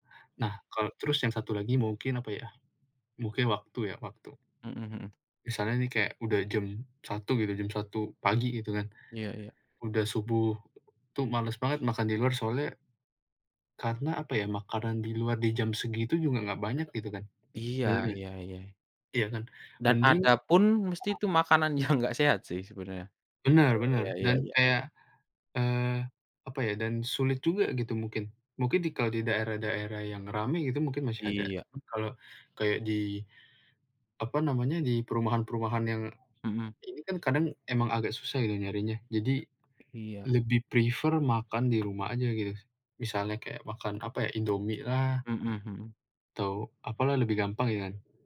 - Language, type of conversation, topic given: Indonesian, unstructured, Apakah Anda lebih suka makan di rumah atau makan di luar?
- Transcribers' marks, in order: laughing while speaking: "yang"; tapping; in English: "prefer"; other background noise